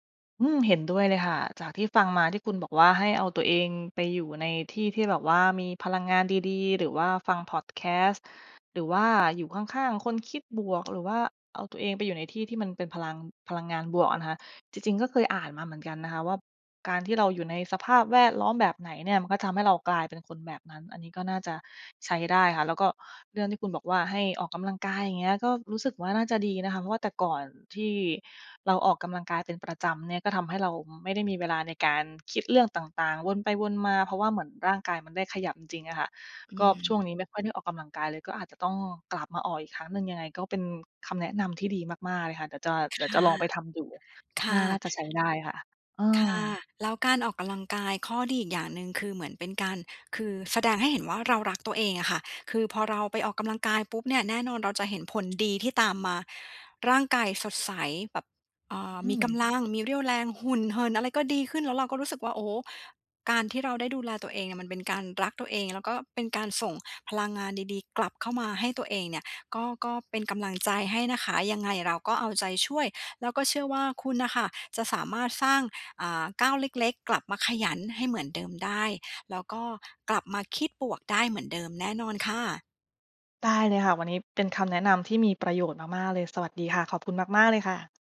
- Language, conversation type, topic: Thai, advice, เริ่มนิสัยใหม่ด้วยก้าวเล็กๆ ทุกวัน
- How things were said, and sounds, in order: tapping; "ดู" said as "ดู่"